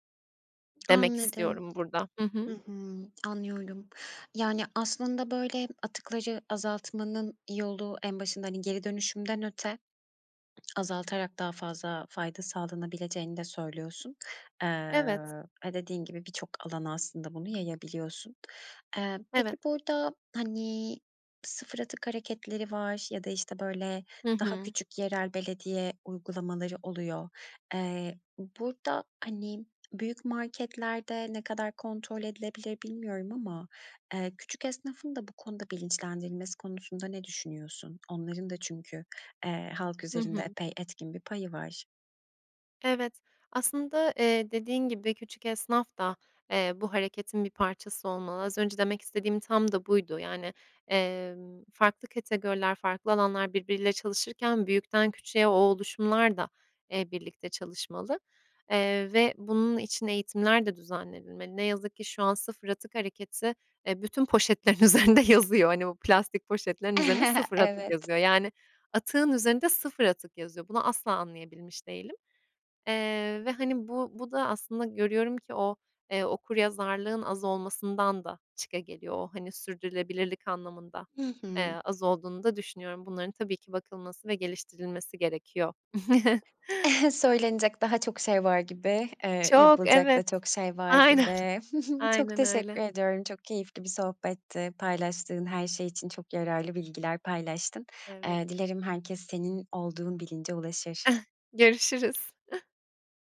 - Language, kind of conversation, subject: Turkish, podcast, Plastik atıkları azaltmak için neler önerirsiniz?
- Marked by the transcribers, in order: other background noise; tapping; laughing while speaking: "üzerinde yazıyor"; chuckle; chuckle; chuckle; chuckle